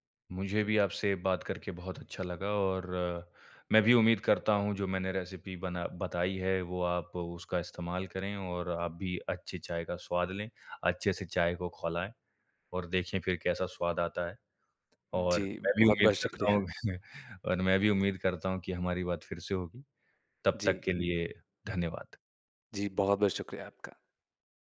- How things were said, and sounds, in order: other background noise; in English: "रेसिपी"; background speech; chuckle
- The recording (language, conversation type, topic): Hindi, podcast, चाय या कॉफ़ी आपके ध्यान को कैसे प्रभावित करती हैं?